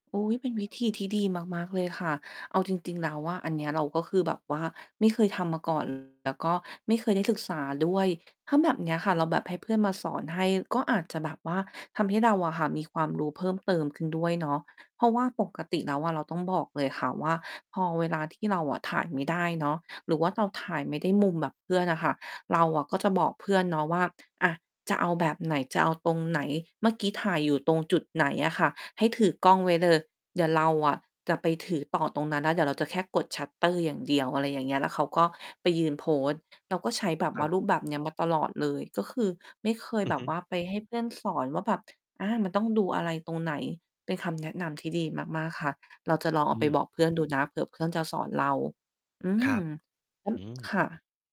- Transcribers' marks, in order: distorted speech; other background noise; tapping; unintelligible speech
- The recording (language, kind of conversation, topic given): Thai, advice, คุณรู้สึกท้อเมื่อเปรียบเทียบผลงานของตัวเองกับคนอื่นไหม?
- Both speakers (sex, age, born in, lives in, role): female, 30-34, Thailand, Thailand, user; male, 35-39, Thailand, Thailand, advisor